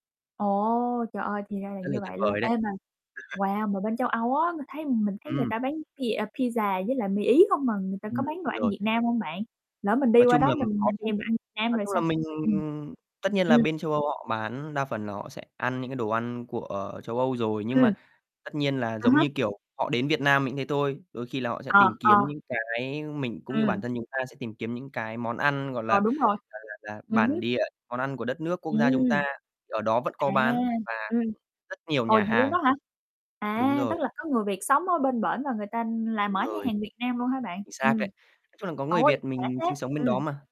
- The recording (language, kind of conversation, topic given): Vietnamese, unstructured, Điểm đến trong mơ của bạn là nơi nào?
- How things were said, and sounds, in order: distorted speech; chuckle; static; other background noise; mechanical hum